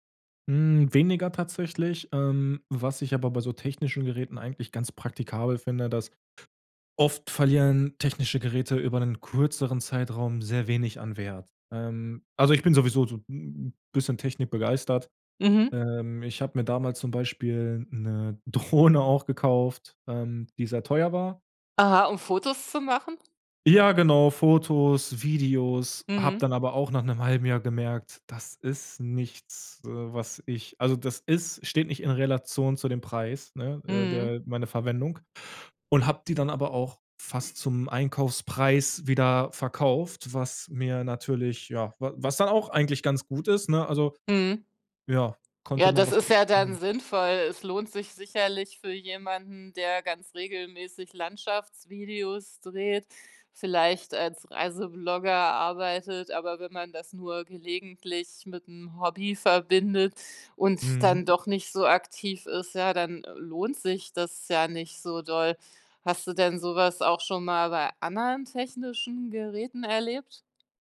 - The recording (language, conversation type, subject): German, podcast, Wie probierst du neue Dinge aus, ohne gleich alles zu kaufen?
- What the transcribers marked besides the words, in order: laughing while speaking: "Drohne"; other background noise